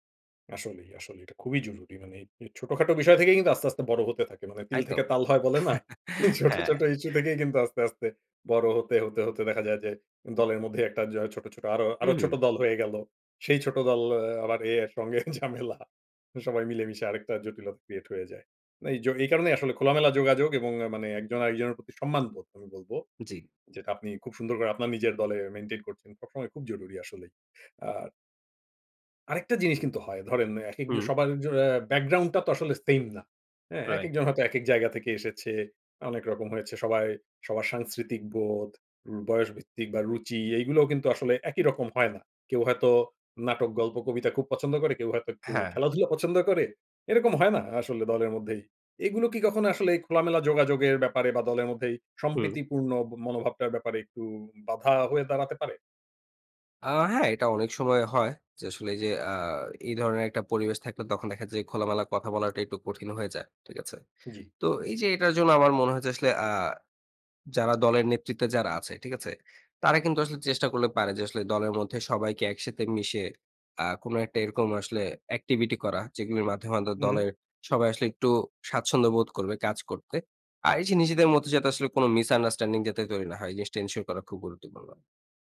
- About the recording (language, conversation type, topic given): Bengali, podcast, কীভাবে দলের মধ্যে খোলামেলা যোগাযোগ রাখা যায়?
- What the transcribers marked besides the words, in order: chuckle; laughing while speaking: "ছোট"; other background noise; laughing while speaking: "সঙ্গে ঝামেলা"; in English: "ব্যাকগ্রাউন্ড"; in English: "অ্যাক্টিভিটি"; in English: "মিসআন্ডারস্ট্যান্ডিং"; in English: "এনসিওর"